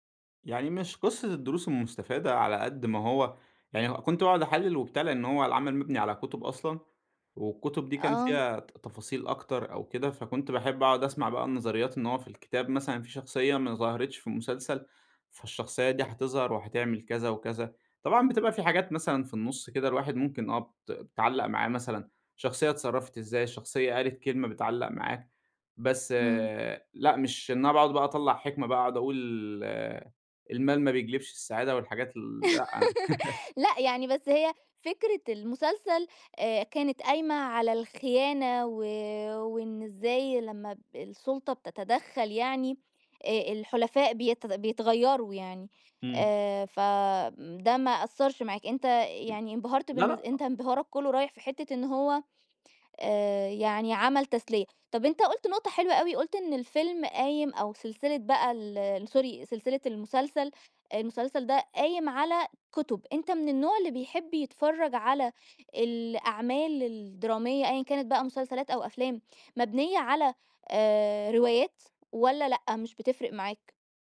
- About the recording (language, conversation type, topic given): Arabic, podcast, ليه بعض المسلسلات بتشدّ الناس ومبتخرجش من بالهم؟
- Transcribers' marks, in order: laugh; in English: "sorry"